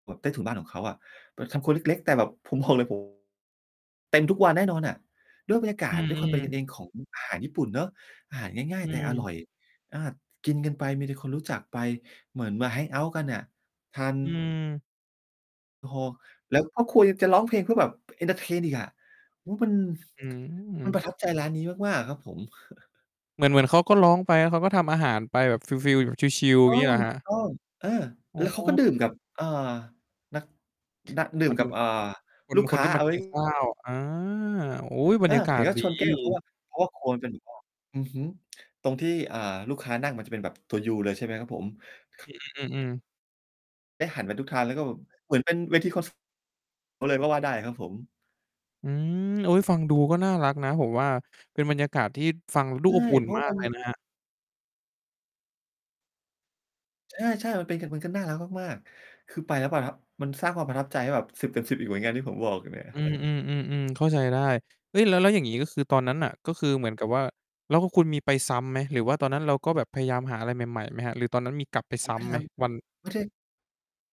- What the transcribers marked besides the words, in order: distorted speech; in English: "แฮงเอาต์"; static; lip smack; chuckle; other background noise; unintelligible speech; chuckle; tapping
- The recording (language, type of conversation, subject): Thai, podcast, คุณเคยหลงทางแล้วบังเอิญเจอร้านอาหารอร่อยมากไหม?